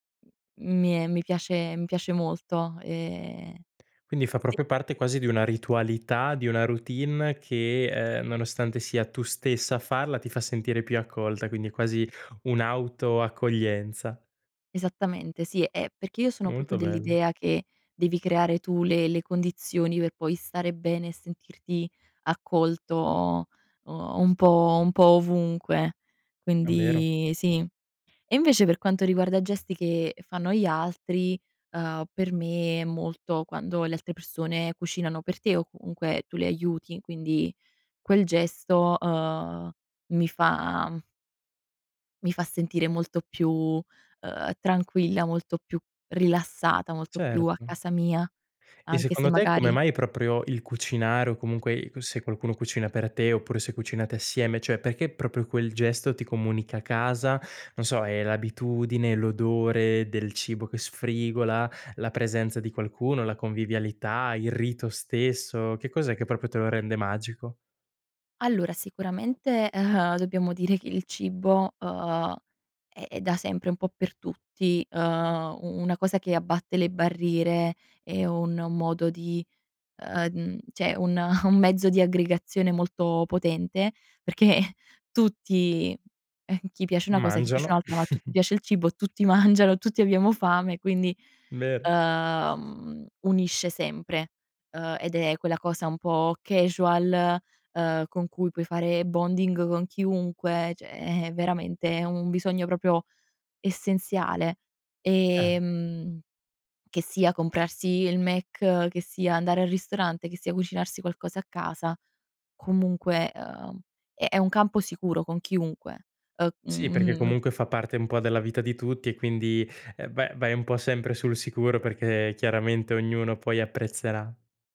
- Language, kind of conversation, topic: Italian, podcast, C'è un piccolo gesto che, per te, significa casa?
- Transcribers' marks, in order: "piace" said as "piasce"; "piace" said as "piasce"; chuckle; chuckle; "cioè" said as "ceh"; chuckle; "piace" said as "piasce"; "piace" said as "piasce"; giggle; "piace" said as "piasce"; chuckle; in English: "bonding"; "cioè" said as "ceh"; "proprio" said as "propio"